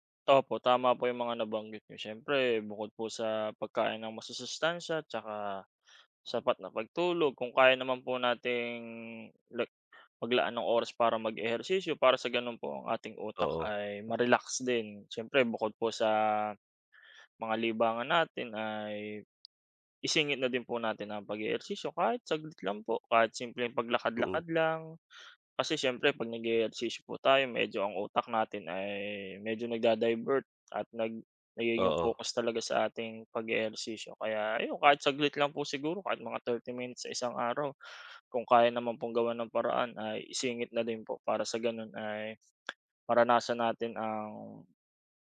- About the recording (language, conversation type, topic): Filipino, unstructured, Ano ang ginagawa mo araw-araw para mapanatili ang kalusugan mo?
- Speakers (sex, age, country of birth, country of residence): male, 25-29, Philippines, Philippines; male, 25-29, Philippines, Philippines
- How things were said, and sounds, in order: tongue click